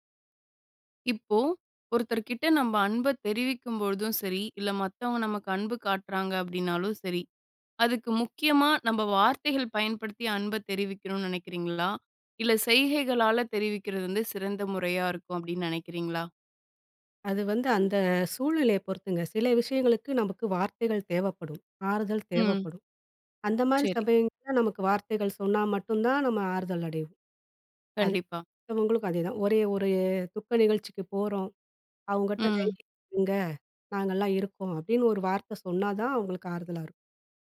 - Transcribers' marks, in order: "சமயங்கள்ல" said as "சபயங்க"
- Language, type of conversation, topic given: Tamil, podcast, அன்பை வெளிப்படுத்தும்போது சொற்களையா, செய்கைகளையா—எதையே நீங்கள் அதிகம் நம்புவீர்கள்?